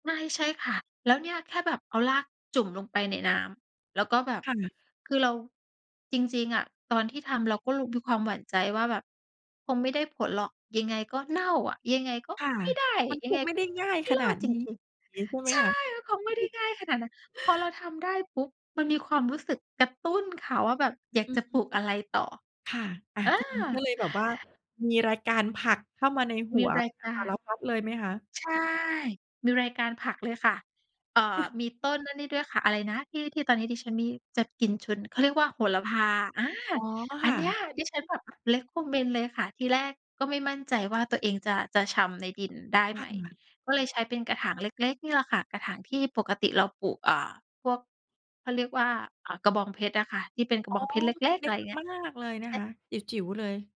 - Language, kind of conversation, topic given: Thai, podcast, จะทำสวนครัวเล็กๆ บนระเบียงให้ปลูกแล้วเวิร์กต้องเริ่มยังไง?
- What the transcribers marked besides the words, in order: chuckle; chuckle; in English: "recommend"; other noise